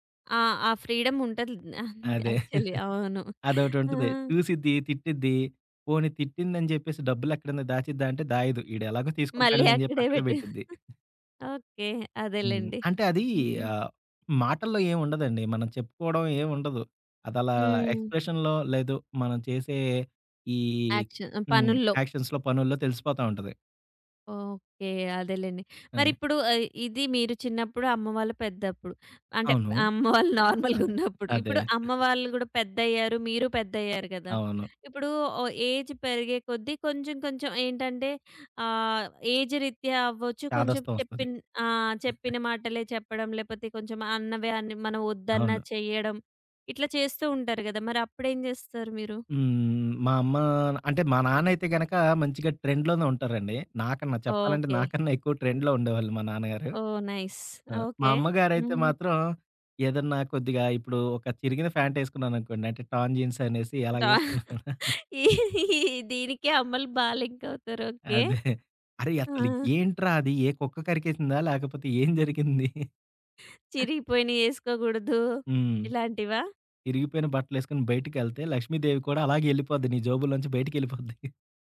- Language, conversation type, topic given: Telugu, podcast, మీ కుటుంబంలో ప్రేమను సాధారణంగా ఎలా తెలియజేస్తారు?
- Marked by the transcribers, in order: in English: "ఫ్రీడమ్"; chuckle; laughing while speaking: "యాక్చువలీ"; laughing while speaking: "మళ్ళీ అక్కడే పెట్టు"; giggle; in English: "ఎక్స్‌ప్రెషన్‌లో"; in English: "యాక్షన్స్‌లో"; in English: "యాక్షన్"; other background noise; laughing while speaking: "అమ్మ వాళ్ళు నార్మల్‌గా ఉన్నప్పుడు"; in English: "నార్మల్‌గా"; giggle; in English: "ఏజ్"; in English: "ఏజ్"; chuckle; in English: "ట్రెండ్‌లో‌నే"; in English: "ట్రెండ్‌లో"; in English: "నైస్"; in English: "టర్న్ జీన్స్"; laughing while speaking: "డా ఈ ఈ దీనికె అమ్మలు"; chuckle; in English: "లింక్"; laughing while speaking: "ఏం జరిగింది?"; laughing while speaking: "బయటికిళ్ళిపోద్ది"